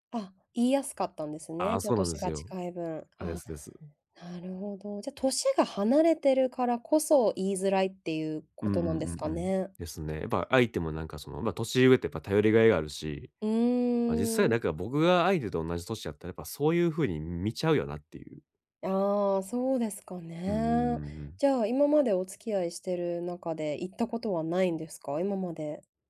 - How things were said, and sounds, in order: none
- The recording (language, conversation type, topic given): Japanese, advice, 長期的な将来についての不安や期待を、パートナーとどのように共有すればよいですか？